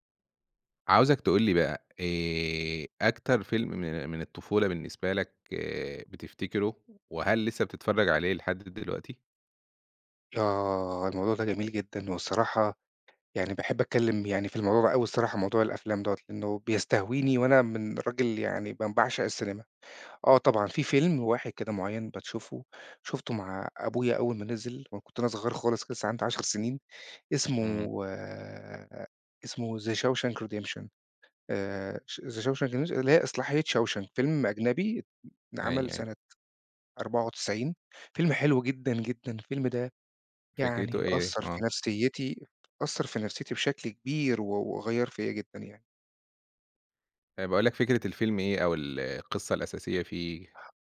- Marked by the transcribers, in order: none
- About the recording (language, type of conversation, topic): Arabic, podcast, إيه أكتر فيلم من طفولتك بتحب تفتكره، وليه؟